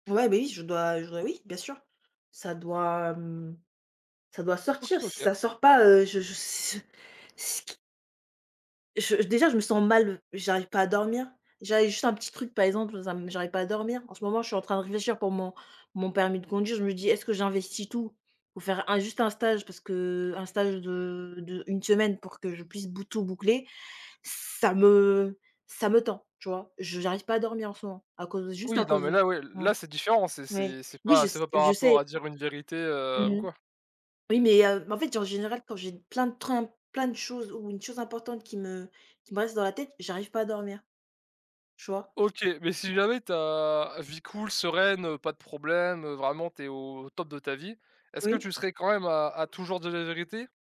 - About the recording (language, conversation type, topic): French, unstructured, Penses-tu que la vérité doit toujours être dite, même si elle blesse ?
- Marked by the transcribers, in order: stressed: "mal"; other background noise; unintelligible speech; tapping